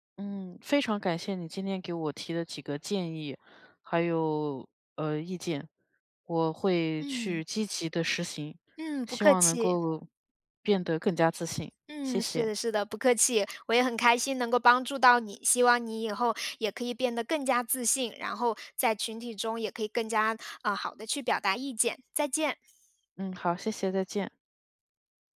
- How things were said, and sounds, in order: none
- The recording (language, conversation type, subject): Chinese, advice, 在群体中如何更自信地表达自己的意见？